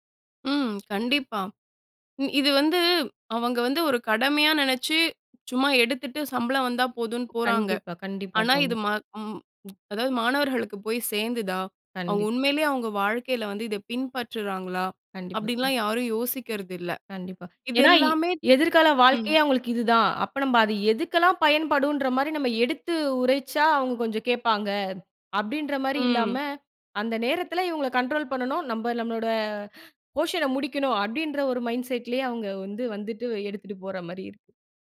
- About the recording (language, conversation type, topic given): Tamil, podcast, நீங்கள் கல்வியை ஆயுள் முழுவதும் தொடரும் ஒரு பயணமாகக் கருதுகிறீர்களா?
- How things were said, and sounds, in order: other background noise; in English: "கண்ட்ரோல்"; in English: "போர்ஷன"; in English: "மைண்ட் செட்"